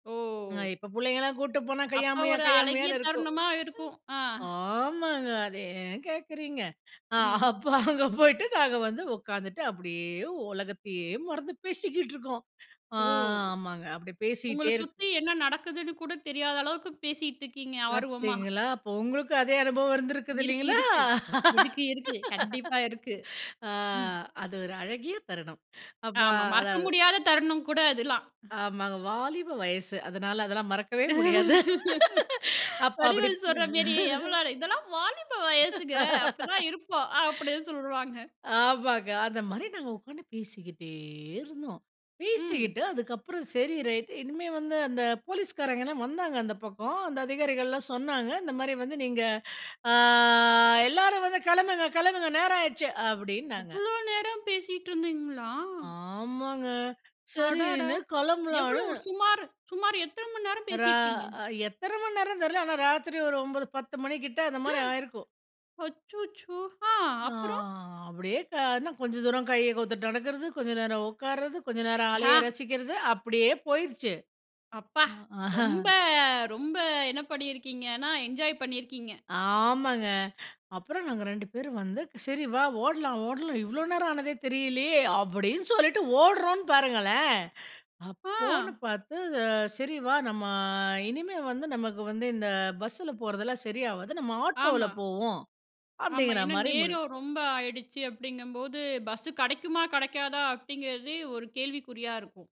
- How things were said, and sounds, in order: drawn out: "ஓ!"; other noise; laughing while speaking: "அ அப்போ அங்க போயிட்டு"; laugh; other background noise; laughing while speaking: "வடிவேலு சொல்றமேரி எவ்ளோ இதெல்லாம் வாலிப வயசுங்க. அப்டிதான் இருப்போம். அப்பிடின்னு சொல்லுவாங்க"; laughing while speaking: "மறக்கவே முடியாது. அப்ப அப்டி"; laugh; drawn out: "ஆ"; drawn out: "ஆ"; laughing while speaking: "அஹ"; drawn out: "நம்மா"
- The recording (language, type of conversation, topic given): Tamil, podcast, உங்கள் மனஅழுத்தத்தை நண்பர்கள் அல்லது குடும்பத்தாருடன் பகிர்ந்துகொண்ட அனுபவம் உங்களுக்கு எப்படி இருந்தது?